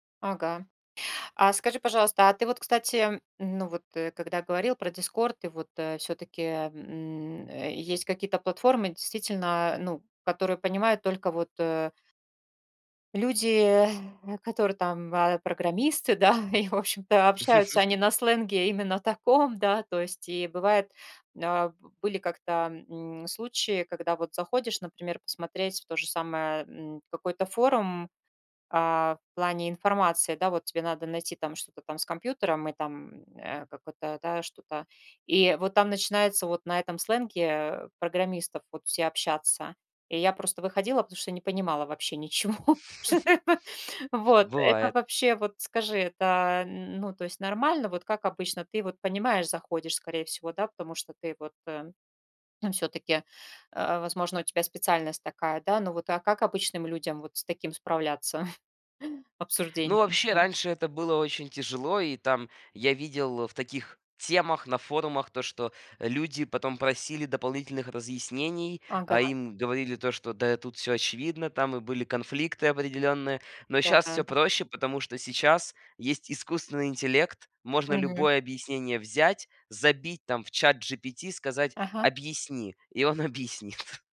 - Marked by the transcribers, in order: laughing while speaking: "да"; chuckle; laughing while speaking: "ничего. Что такое?"; chuckle; chuckle; laughing while speaking: "и он объяснит"; chuckle
- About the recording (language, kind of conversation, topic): Russian, podcast, Сколько времени в день вы проводите в социальных сетях и зачем?